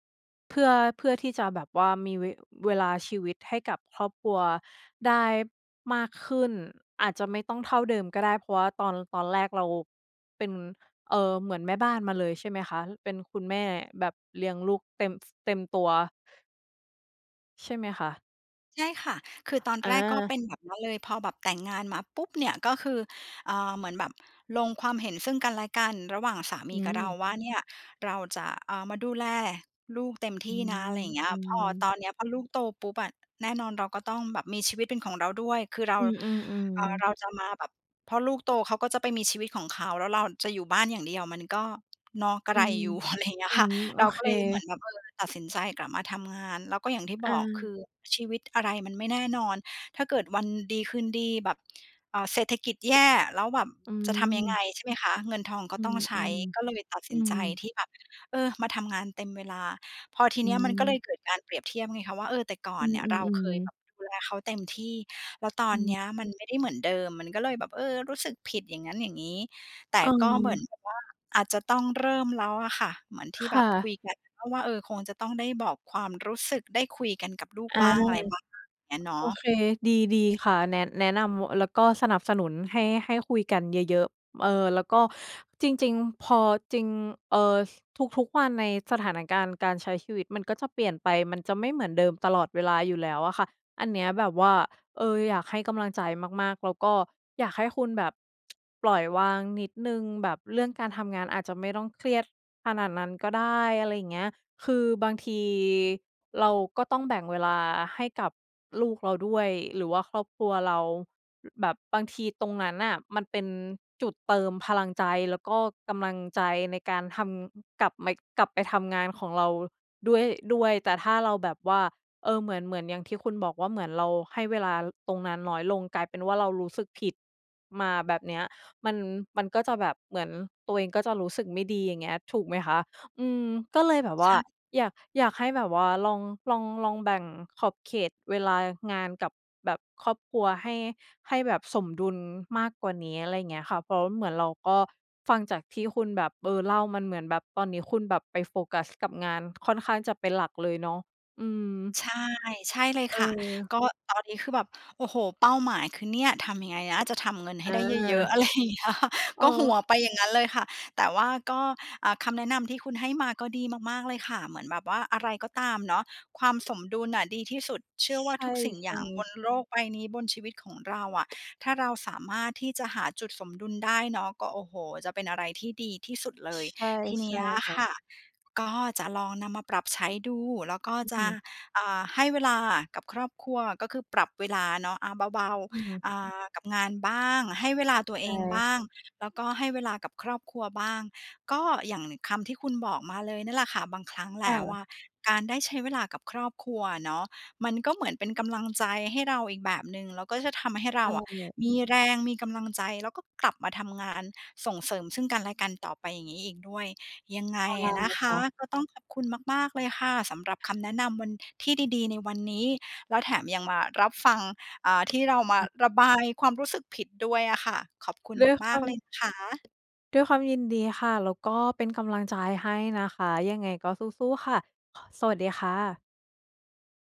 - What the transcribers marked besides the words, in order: other noise; tapping; laughing while speaking: "อะไร"; tsk; laughing while speaking: "อะไรอย่างเงี้ยค่ะ"
- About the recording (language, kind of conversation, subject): Thai, advice, คุณรู้สึกผิดอย่างไรเมื่อจำเป็นต้องเลือกงานมาก่อนครอบครัว?